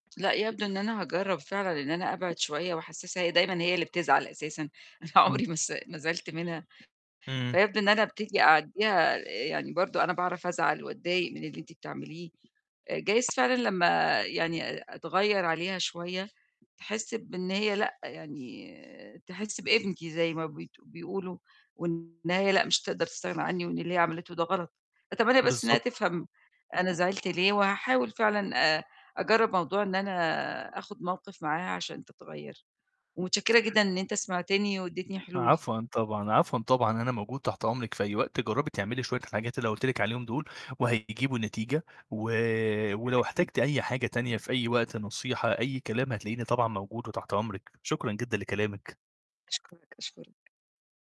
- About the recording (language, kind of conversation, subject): Arabic, advice, إزاي أتعامل مع صاحب متحكم بيحاول يفرض رأيه عليّا؟
- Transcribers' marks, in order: background speech; laughing while speaking: "أنا عُمري ما ما زعلت منها"; horn; other background noise; distorted speech; tapping